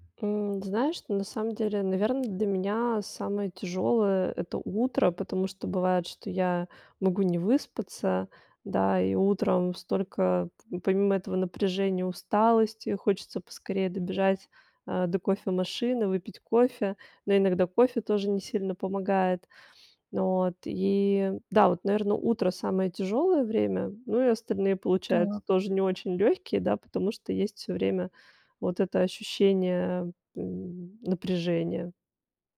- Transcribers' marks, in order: none
- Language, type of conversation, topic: Russian, advice, Как справиться с постоянным напряжением и невозможностью расслабиться?